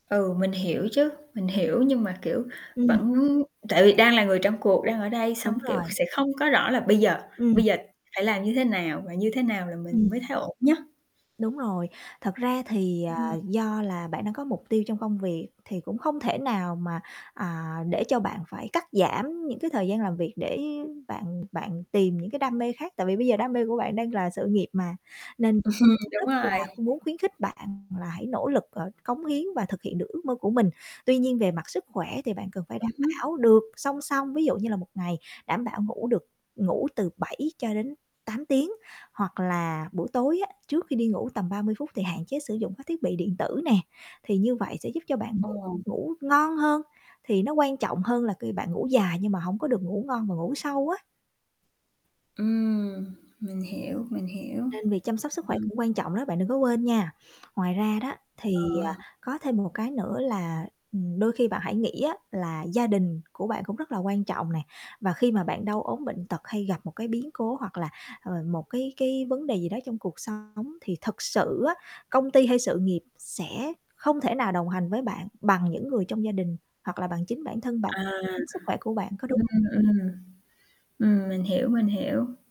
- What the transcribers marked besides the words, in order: static; other background noise; tapping; distorted speech; chuckle
- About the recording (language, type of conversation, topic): Vietnamese, advice, Vì sao bạn cảm thấy tội lỗi khi nghỉ giải lao giữa lúc đang làm việc cần tập trung?